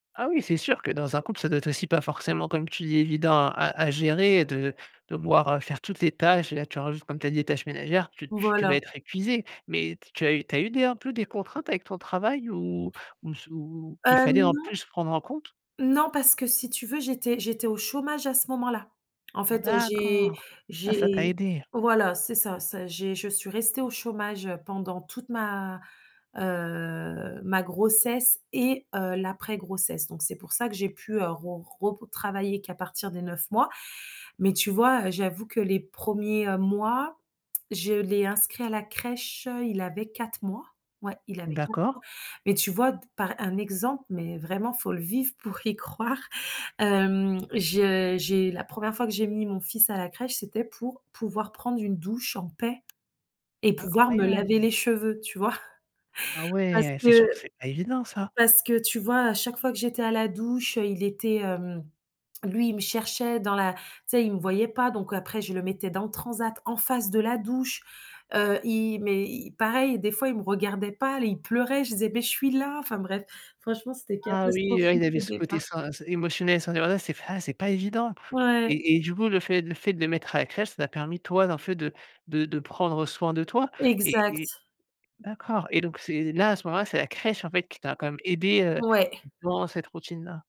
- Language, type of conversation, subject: French, advice, Comment avez-vous vécu la naissance de votre enfant et comment vous êtes-vous adapté(e) à la parentalité ?
- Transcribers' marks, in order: tapping; chuckle; unintelligible speech; unintelligible speech